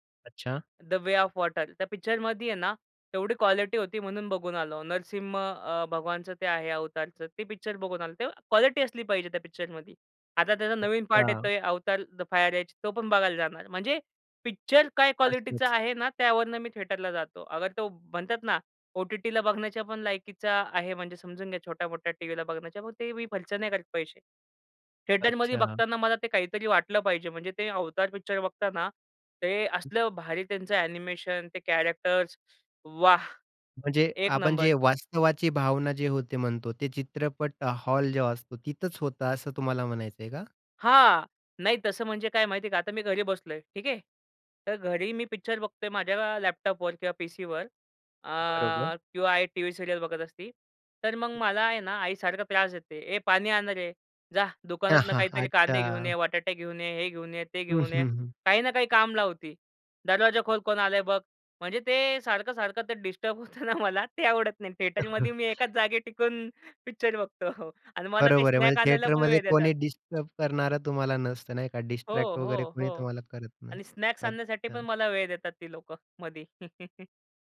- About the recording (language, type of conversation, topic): Marathi, podcast, चित्रपट पाहताना तुमच्यासाठी सर्वात महत्त्वाचं काय असतं?
- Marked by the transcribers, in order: in English: "क्वालिटी"; in English: "क्वालिटी"; in English: "द फायर ऐश"; in English: "क्वालिटीचा"; in English: "थेटरला"; other background noise; in English: "एनिमेशन"; in English: "कॅरेक्टर्स"; joyful: "वाह!"; in English: "हॉल"; laugh; laughing while speaking: "होतं ना, मला ते आवडत … पण वेळ देतात"; in English: "थिएटरमध्ये"; chuckle; chuckle; in English: "स्नॅक"; in English: "थिएटरमध्ये"; in English: "डिस्ट्रॅक्ट"; in English: "स्नॅक्स"; laugh